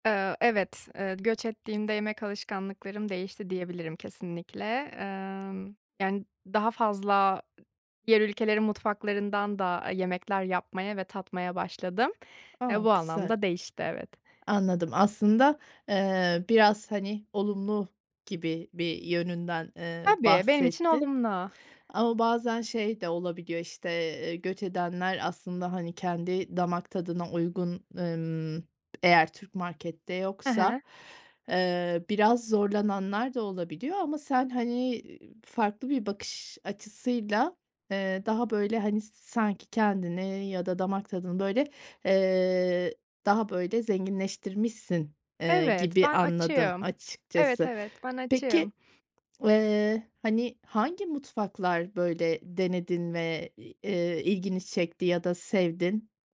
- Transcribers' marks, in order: other background noise; tapping
- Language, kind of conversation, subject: Turkish, podcast, Göç etmek yemek tercihlerinizi nasıl değiştirdi?